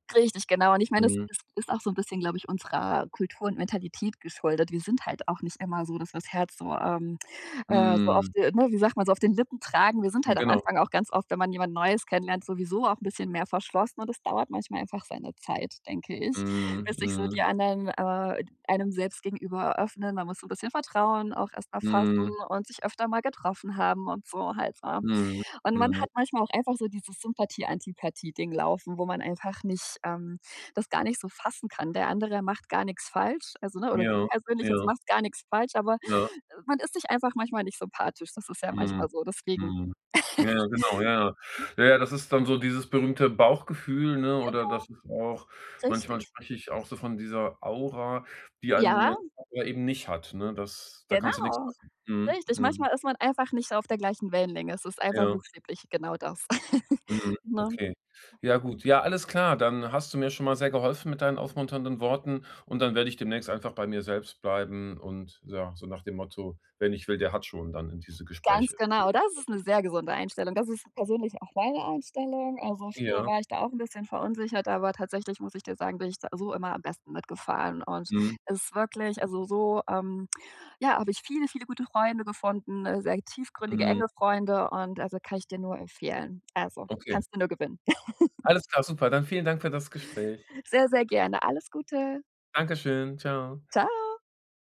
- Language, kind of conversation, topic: German, advice, Wie kann ich mich auf Partys wohler fühlen und weniger unsicher sein?
- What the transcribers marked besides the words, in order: laugh; unintelligible speech; laugh; other noise; other background noise; laugh